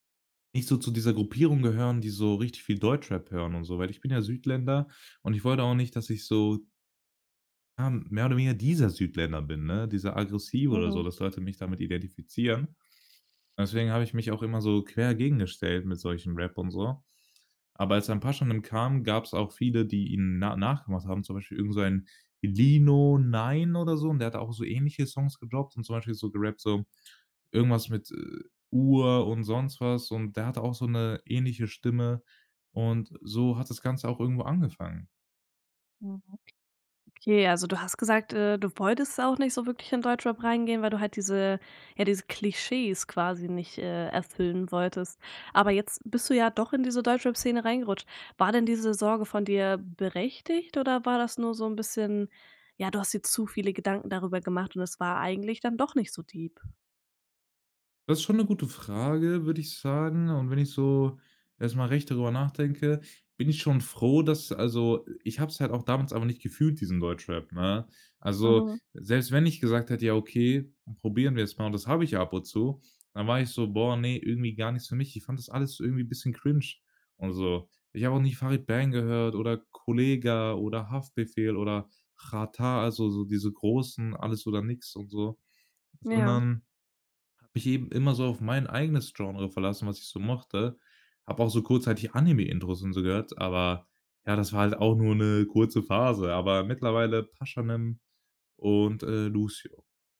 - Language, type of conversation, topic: German, podcast, Welche Musik hat deine Jugend geprägt?
- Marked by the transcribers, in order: stressed: "dieser"; in English: "gedropped"; stressed: "wolltest"; stressed: "zu"; in English: "deep?"; other background noise; stressed: "wenn"; in English: "cringe"